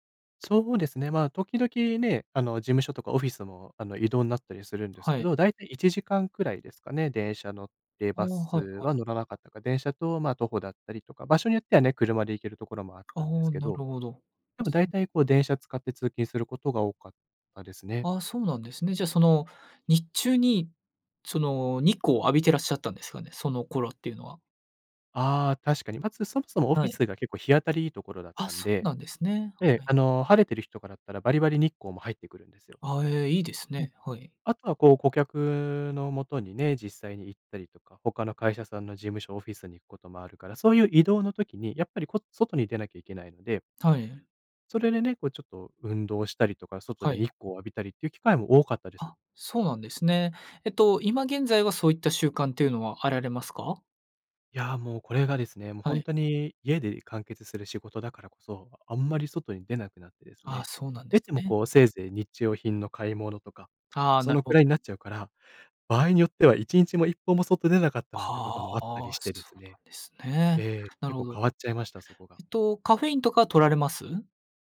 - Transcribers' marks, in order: none
- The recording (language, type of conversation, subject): Japanese, advice, 夜に寝つけず睡眠リズムが乱れているのですが、どうすれば整えられますか？